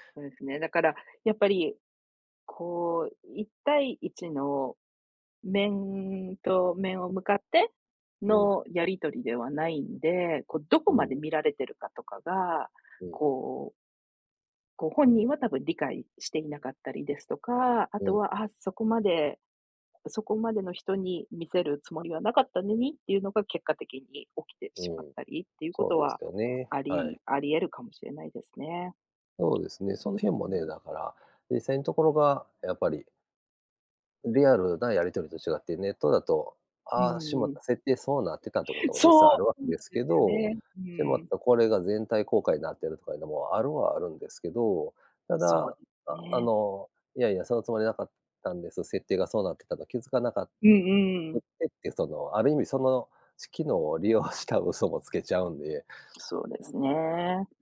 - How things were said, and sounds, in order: other background noise; unintelligible speech; joyful: "そう！"; laughing while speaking: "利用した"
- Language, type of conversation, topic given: Japanese, unstructured, SNSは人間関係にどのような影響を与えていると思いますか？